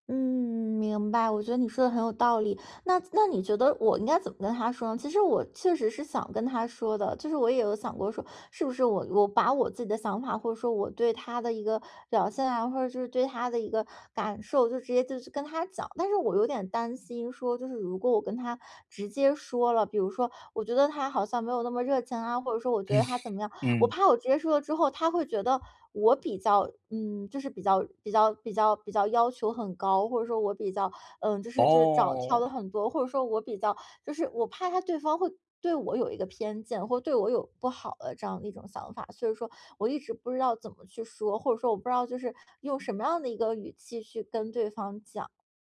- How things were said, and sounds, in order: laugh; other background noise
- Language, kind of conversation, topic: Chinese, advice, 刚被拒绝恋爱或约会后，自信受损怎么办？